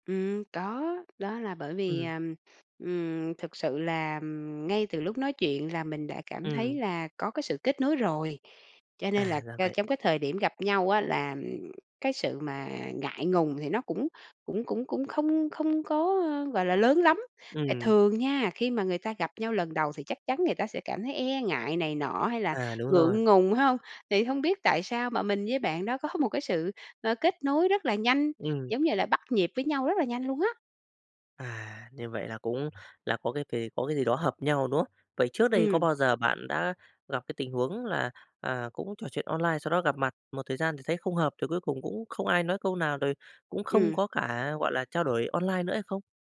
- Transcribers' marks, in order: tapping; unintelligible speech
- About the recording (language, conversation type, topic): Vietnamese, podcast, Làm sao để chuyển một tình bạn trên mạng thành mối quan hệ ngoài đời?